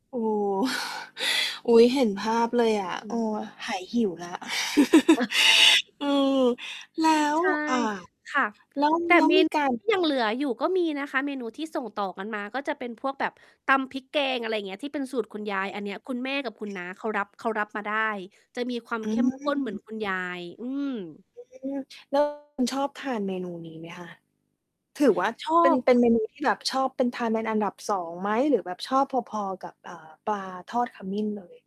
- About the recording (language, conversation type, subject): Thai, podcast, ช่วยเล่าเรื่องสูตรอาหารประจำครอบครัวที่คุณชอบให้ฟังหน่อยได้ไหม?
- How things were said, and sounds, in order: chuckle; distorted speech; chuckle; unintelligible speech; background speech; mechanical hum